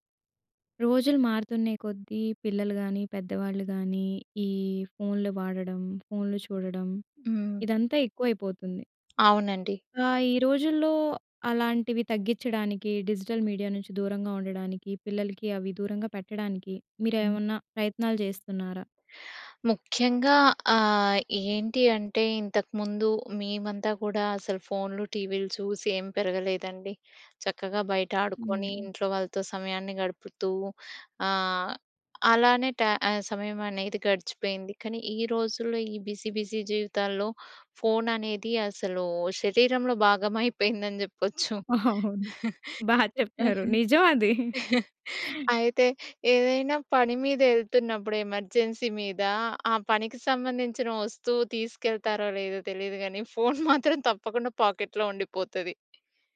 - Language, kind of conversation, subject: Telugu, podcast, చిన్న పిల్లల కోసం డిజిటల్ నియమాలను మీరు ఎలా అమలు చేస్తారు?
- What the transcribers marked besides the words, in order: tapping; in English: "డిజిటల్ మీడియా"; other background noise; in English: "బిజీ బిజీ"; laughing while speaking: "భాగం అయిపోయిందని చెప్పొచ్చు. అయితే ఏదైనా … తప్పకుండా పాకెట్‌లో ఉండిపోతది"; laughing while speaking: "అవును. బాగా చెప్పారు. నిజమది"; in English: "ఎమర్జెన్సీ"; in English: "పాకెట్‌లో"